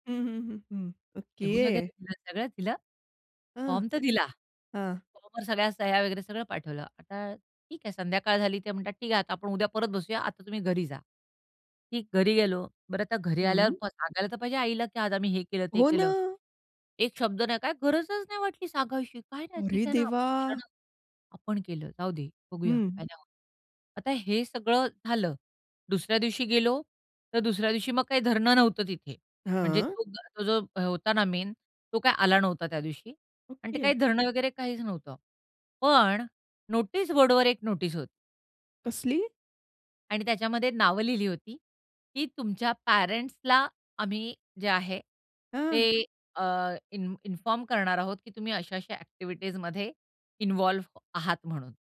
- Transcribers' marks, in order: other background noise; surprised: "अरे देवा!"; in English: "मेन"; in English: "नोटीस"; in English: "नोटीस"
- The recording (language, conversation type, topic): Marathi, podcast, आई-वडिलांशी न बोलता निर्णय घेतल्यावर काय घडलं?